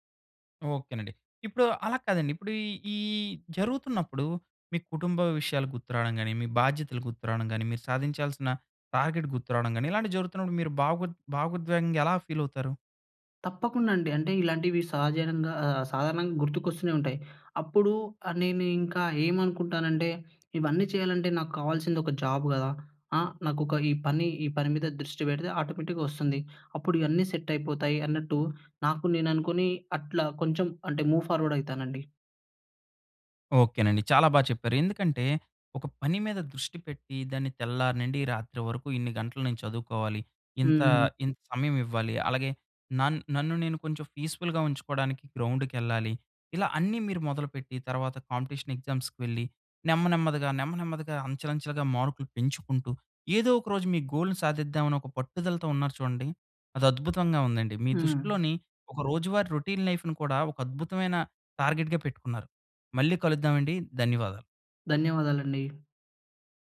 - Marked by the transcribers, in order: in English: "టార్గెట్"; in English: "జాబ్"; in English: "ఆటోమేటిక్‌గా"; in English: "మూవ్ ఫార్‌వర్డ్"; in English: "పీస్‌ఫుల్‌గా"; in English: "గ్రౌండుకెళ్ళాలి"; in English: "కాంపిటీషన్ ఎగ్జామ్స్‌కి"; in English: "గోల్‌ని"; in English: "రొటీన్ లైఫ్‌ని"; in English: "టార్గెట్‌గా"
- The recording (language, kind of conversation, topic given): Telugu, podcast, పనిపై దృష్టి నిలబెట్టుకునేందుకు మీరు పాటించే రోజువారీ రొటీన్ ఏమిటి?